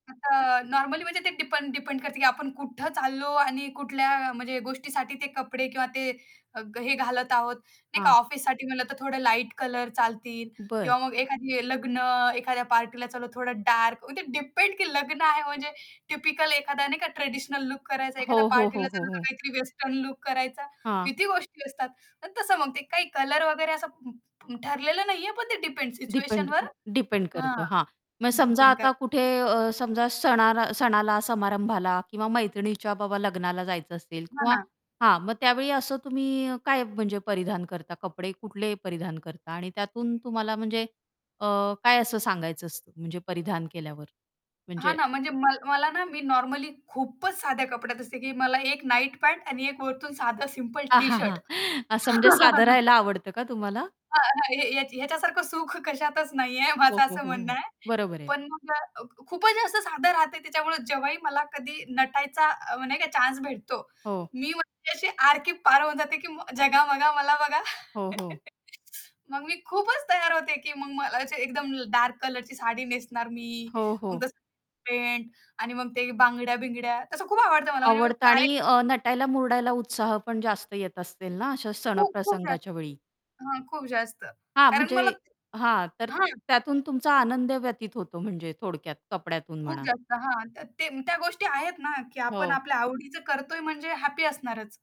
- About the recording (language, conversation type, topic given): Marathi, podcast, तुम्ही तुमच्या कपड्यांमधून काय सांगू इच्छिता?
- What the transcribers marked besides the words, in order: static; tapping; chuckle; laugh; distorted speech; laugh; other background noise; unintelligible speech